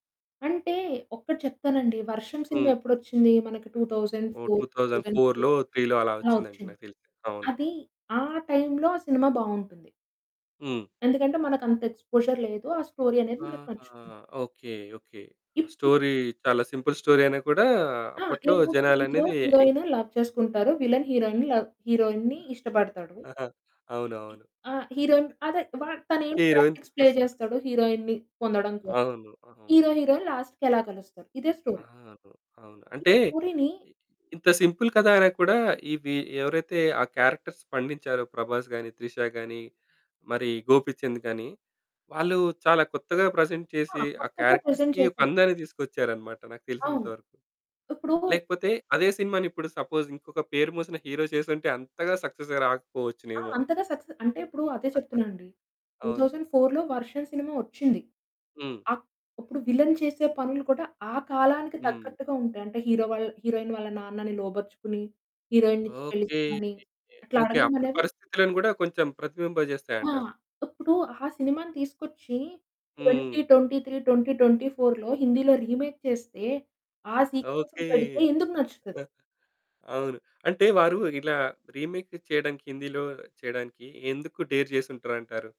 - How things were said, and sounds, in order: static; in English: "ఎక్స్‌పోజర్"; in English: "స్టోరీ"; in English: "స్టోరీ"; in English: "సింపుల్ స్టోరీ"; in English: "హీరో హీరోయిన్ లవ్"; in English: "విల్లెన్ హీరోయిన్‌ని లవ్ హీరోయిన్‌ని"; chuckle; other background noise; in English: "పోలిటిక్స్ ప్లే"; in English: "హీరోయిన్"; in English: "హీరోయిన్‌ని"; in English: "హీరో హీరోయిన్ లాస్ట్‌కి"; in English: "స్టోరీ"; in English: "సింపుల్"; in English: "క్యారెక్టర్స్"; in English: "ప్రెజెంట్"; in English: "క్యారెక్టర్స్‌కి"; in English: "ప్రెజెంట్"; in English: "సపోజ్"; in English: "హీరో"; in English: "సక్సెస్‌గా"; chuckle; in English: "విల్లెన్"; in English: "హీరో"; in English: "హీరోయిన్"; in English: "హీరోయిన్‌ని"; distorted speech; in English: "రీమేక్"; in English: "సీక్వెన్స్‌ని"; in English: "రీమేక్"; in English: "డేర్"
- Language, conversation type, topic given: Telugu, podcast, రీమేకుల గురించి మీ అభిప్రాయం ఏమిటి?